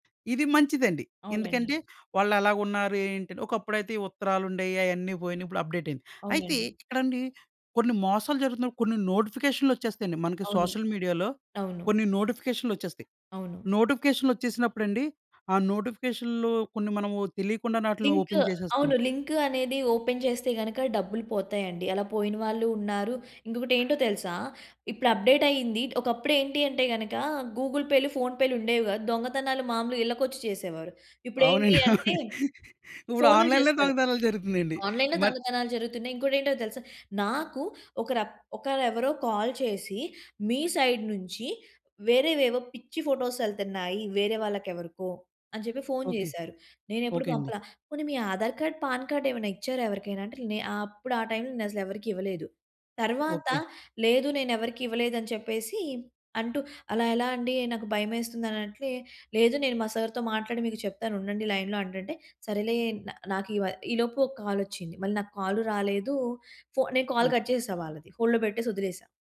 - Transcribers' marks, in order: tapping; in English: "అప్డేట్"; in English: "సోషల్ మీడియాలో"; in English: "ఓపెన్"; in English: "లింక్"; in English: "లింక్"; in English: "ఓపెన్"; in English: "అప్డేట్"; laughing while speaking: "అవునండి. ఇప్పుడు ఆన్‌లైన్‌లో దొంగతనలు జరుగుతునయండి"; in English: "ఆన్‌లైన్‌లో"; in English: "ఆన్‌లైన్‌లో"; in English: "కాల్"; in English: "సైడ్"; in English: "ఫోటోస్"; in English: "ఆధార్ కార్డ్, పాన్ కార్డ్"; in English: "టైమ్‌లో"; in English: "సర్‌తో"; in English: "లైన్‌లో"; in English: "కాల్"; in English: "కాల్ కట్"; in English: "హోల్డ్‌లో"
- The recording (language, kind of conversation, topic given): Telugu, podcast, సామాజిక మాధ్యమాలు మీ రోజును ఎలా ప్రభావితం చేస్తాయి?
- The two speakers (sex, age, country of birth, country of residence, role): female, 20-24, India, India, guest; male, 30-34, India, India, host